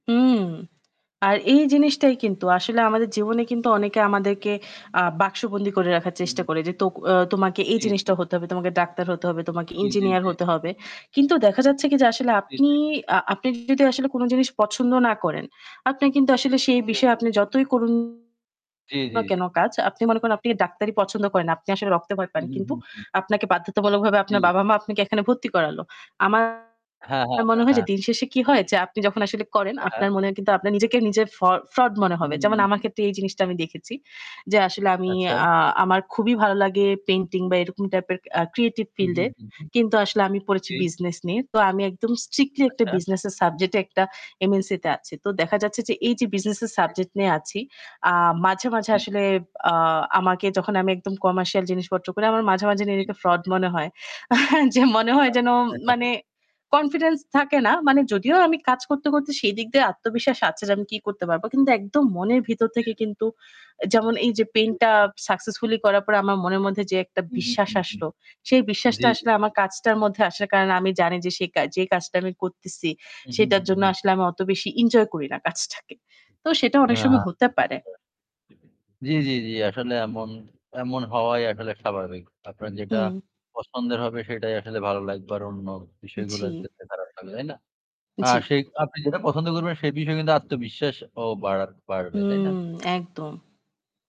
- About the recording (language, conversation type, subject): Bengali, unstructured, নিজের প্রতি বিশ্বাস কীভাবে বাড়ানো যায়?
- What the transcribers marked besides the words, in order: static; distorted speech; other background noise; mechanical hum; unintelligible speech; chuckle; unintelligible speech; chuckle; unintelligible speech; in English: "successfully"; laughing while speaking: "কাজটাকে"; unintelligible speech; tapping